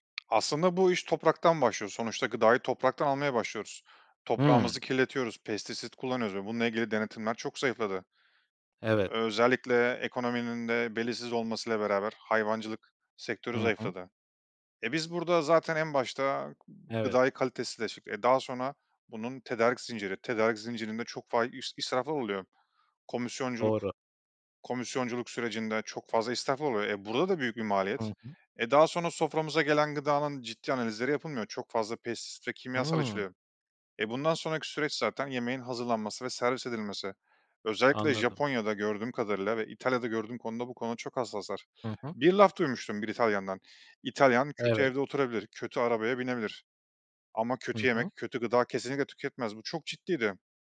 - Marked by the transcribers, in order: other background noise
- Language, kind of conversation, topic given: Turkish, podcast, Sokak yemekleri bir ülkeye ne katar, bu konuda ne düşünüyorsun?